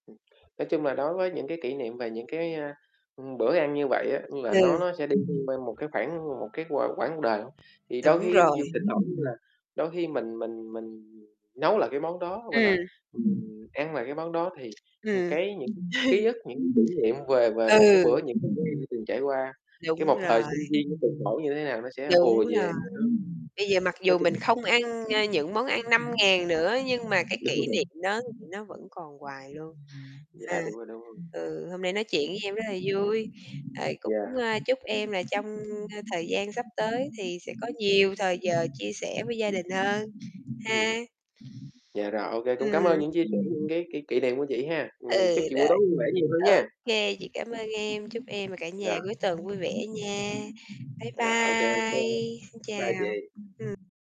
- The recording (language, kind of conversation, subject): Vietnamese, unstructured, Bạn có kỷ niệm nào gắn liền với bữa cơm gia đình không?
- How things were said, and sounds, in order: distorted speech; static; background speech; other background noise; tapping; chuckle; mechanical hum; unintelligible speech